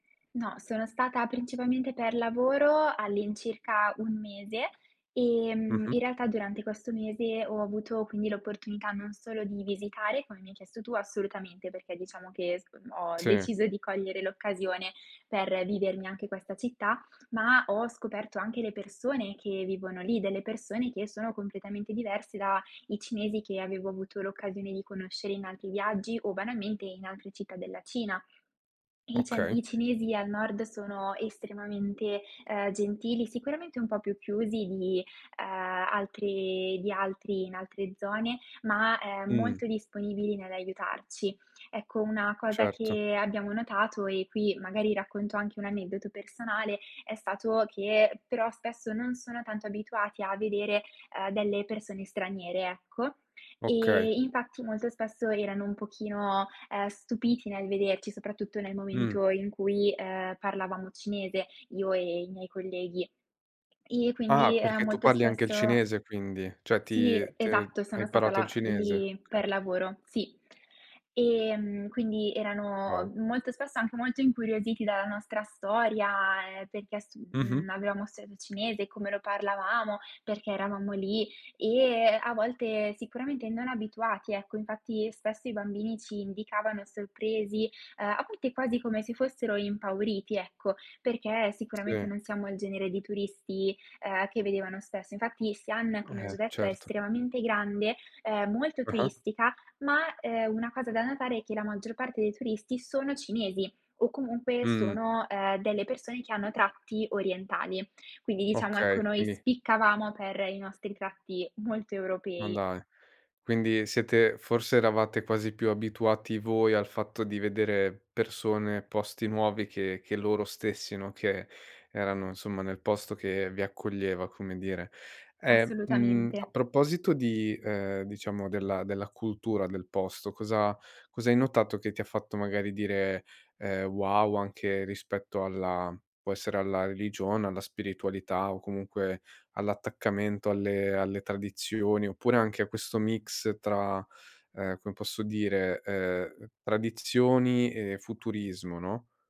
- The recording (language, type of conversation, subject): Italian, podcast, Che città ti ha sorpreso più di quanto immaginassi?
- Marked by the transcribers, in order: other background noise